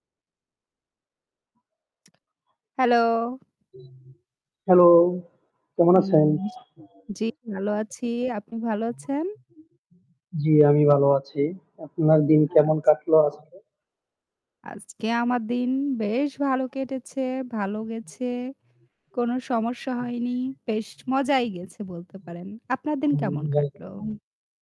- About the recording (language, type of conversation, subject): Bengali, unstructured, পাড়ার ছোটদের জন্য সাপ্তাহিক খেলার আয়োজন কীভাবে পরিকল্পনা ও বাস্তবায়ন করা যেতে পারে?
- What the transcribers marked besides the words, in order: static; tapping; other background noise; "আচ্ছা" said as "আছ"